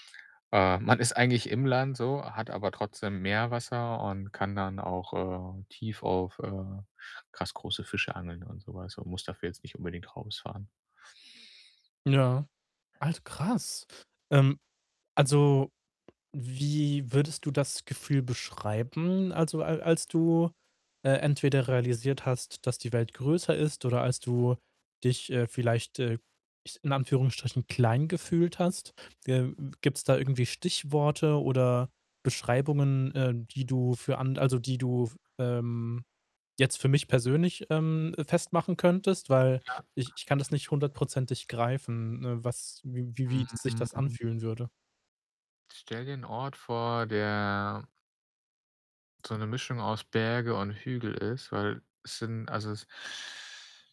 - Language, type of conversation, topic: German, podcast, Kannst du von einem Ort erzählen, an dem du dich klein gefühlt hast?
- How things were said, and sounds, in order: other background noise; unintelligible speech; distorted speech